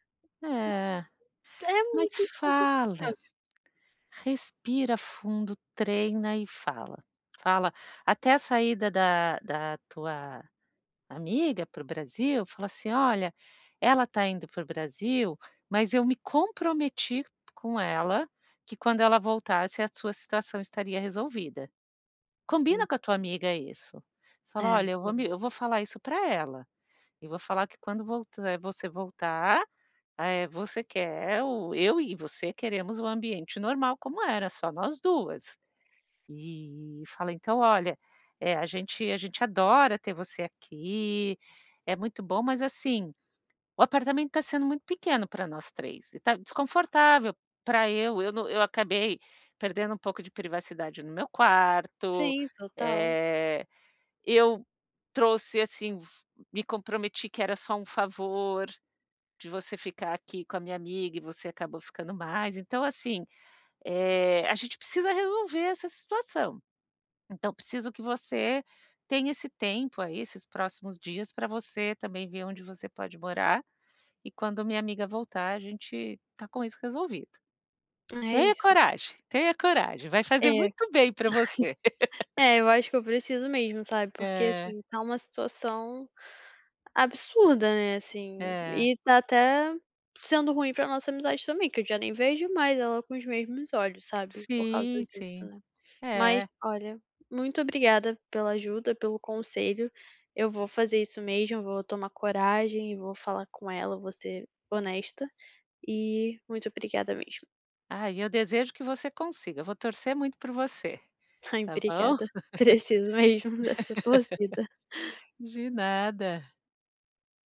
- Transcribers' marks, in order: other background noise; tapping; unintelligible speech; unintelligible speech; other noise; chuckle; laugh; laugh
- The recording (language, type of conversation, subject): Portuguese, advice, Como posso negociar limites sem perder a amizade?